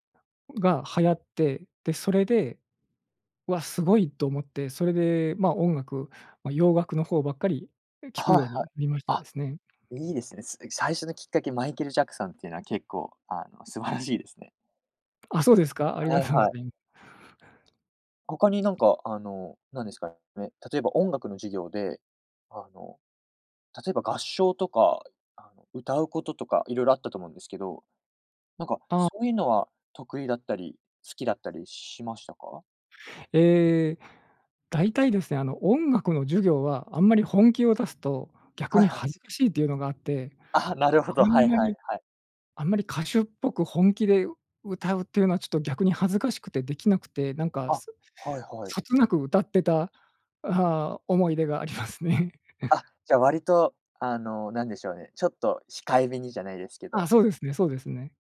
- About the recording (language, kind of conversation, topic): Japanese, podcast, 音楽と出会ったきっかけは何ですか？
- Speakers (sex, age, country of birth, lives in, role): male, 20-24, United States, Japan, host; male, 45-49, Japan, Japan, guest
- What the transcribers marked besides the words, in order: other background noise; laughing while speaking: "素晴らしいですね"; tapping; laughing while speaking: "思い出がありますね"; chuckle